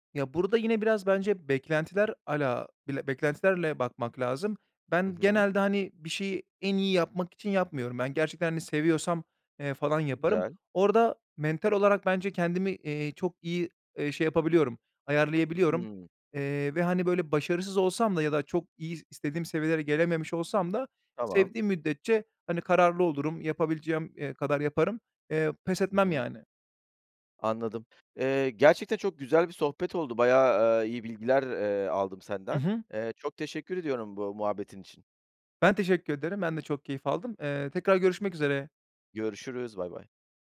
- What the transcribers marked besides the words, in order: other background noise
- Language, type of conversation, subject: Turkish, podcast, Yeni bir şeye başlamak isteyenlere ne önerirsiniz?
- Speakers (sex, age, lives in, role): male, 30-34, Bulgaria, guest; male, 40-44, Greece, host